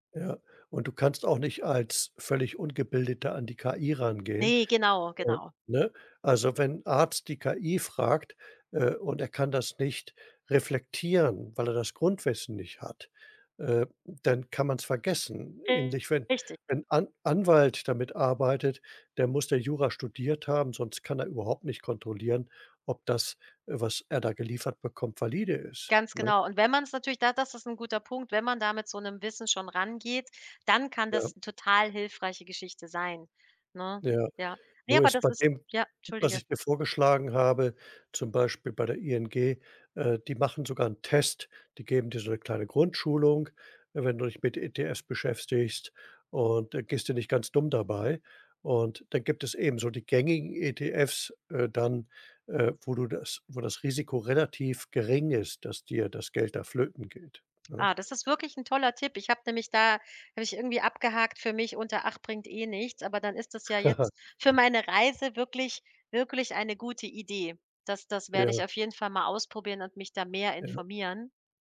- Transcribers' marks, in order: unintelligible speech; other background noise; chuckle
- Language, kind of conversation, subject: German, advice, Wie kann ich meine Ausgaben reduzieren, wenn mir dafür die Motivation fehlt?